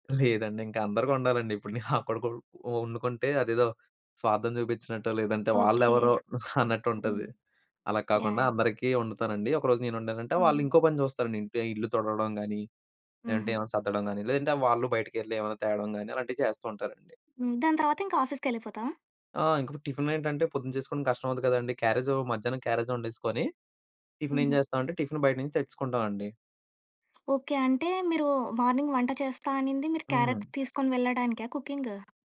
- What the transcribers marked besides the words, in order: giggle; giggle; in English: "క్యారేజ్"; in English: "క్యారేజ్"; tapping; in English: "మార్నింగ్"; in English: "కుకింగ్?"
- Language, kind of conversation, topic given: Telugu, podcast, పని మరియు వ్యక్తిగత వృద్ధి మధ్య సమతుల్యం ఎలా చేస్తారు?